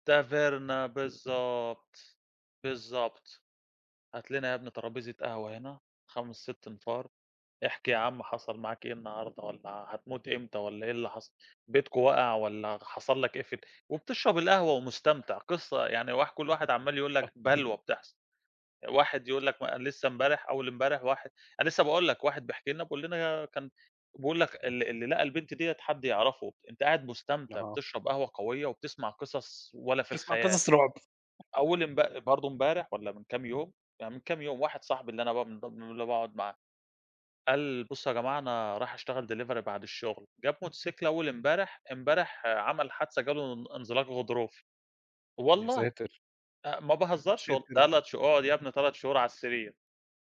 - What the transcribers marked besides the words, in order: in English: "Verna"; other noise; unintelligible speech; unintelligible speech; chuckle; in English: "Delivery"
- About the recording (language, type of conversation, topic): Arabic, unstructured, إيه العادة اليومية اللي بتخليك مبسوط؟